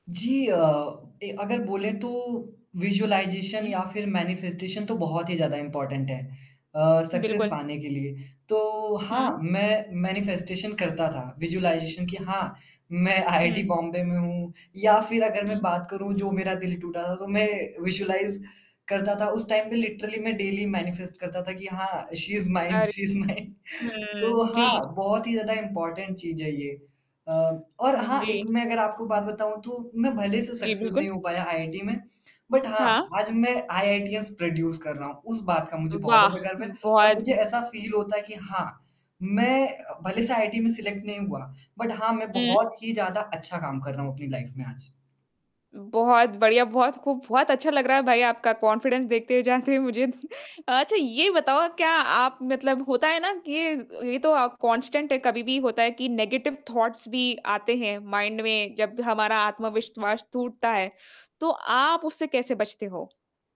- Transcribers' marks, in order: in English: "विज़ुअलाइज़ेशन"; in English: "मैनिफेस्टेशन"; in English: "इम्पोर्टेंट"; in English: "सक्सेस"; in English: "मैनिफेस्टेशन"; in English: "विज़ुअलाइज़ेशन"; laughing while speaking: "मैं आईआईटी"; in English: "विज़ुअलाइज़"; in English: "टाइम"; in English: "लिटरली"; in English: "डेली मैनिफेस्ट"; in English: "शी इज़ माइन शी इज़ माइन"; laughing while speaking: "शी इज़ माइन"; distorted speech; in English: "इम्पोर्टेंट"; in English: "सक्सेस"; in English: "बट"; in English: "प्रोड्यूस"; in English: "फील"; in English: "सलेक्ट"; in English: "बट"; in English: "लाइफ"; in English: "कॉन्फिडेंस"; laughing while speaking: "जाते मुझे"; in English: "कांस्टेंट"; in English: "नेगेटिव थॉट्स"; in English: "माइंड"
- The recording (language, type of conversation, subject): Hindi, podcast, असफल होने के बाद आप अपना आत्मविश्वास कैसे वापस लाते हैं?